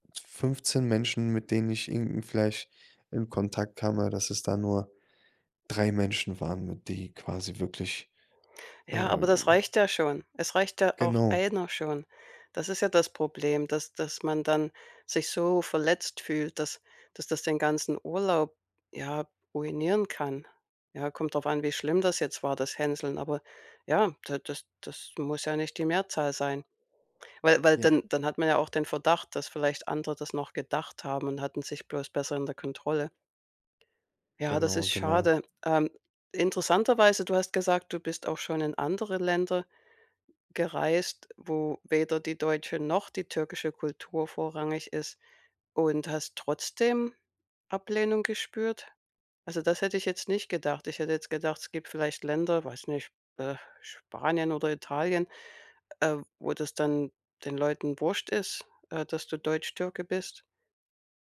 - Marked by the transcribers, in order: other background noise; stressed: "einer"; stressed: "noch"
- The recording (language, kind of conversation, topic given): German, podcast, Mal ehrlich: Wann hast du dich zum ersten Mal anders gefühlt?